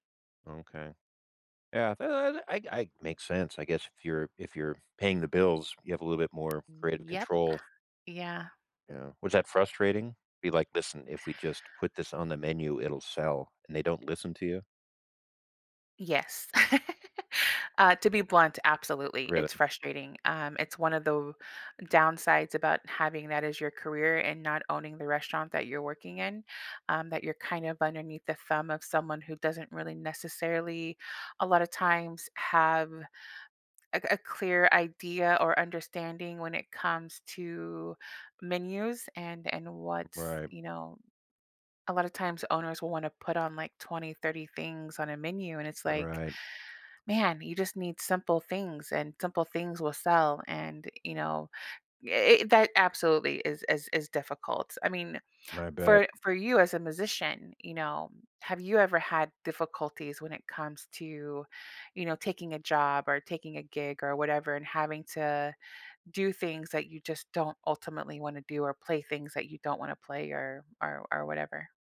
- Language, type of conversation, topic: English, unstructured, How can one get creatively unstuck when every idea feels flat?
- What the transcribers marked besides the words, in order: other background noise; laugh